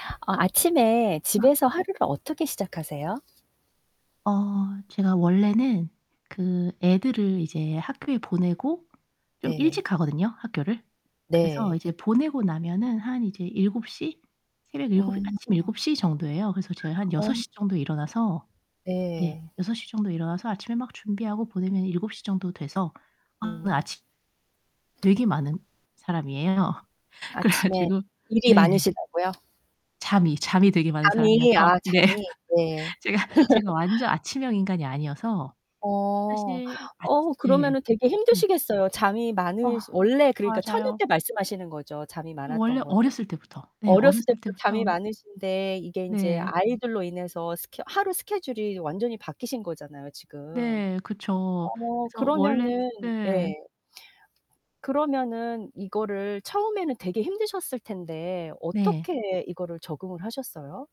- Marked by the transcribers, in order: static; distorted speech; other background noise; laughing while speaking: "그래 가지고"; laughing while speaking: "네"; laugh
- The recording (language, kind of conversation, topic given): Korean, podcast, 아침에 집에서 하루를 어떻게 시작하시나요?